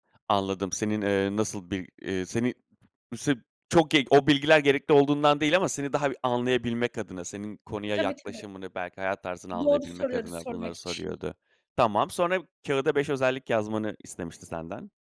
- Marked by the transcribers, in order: unintelligible speech; other background noise
- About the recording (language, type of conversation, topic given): Turkish, podcast, Sence iyi bir mentör nasıl olmalı?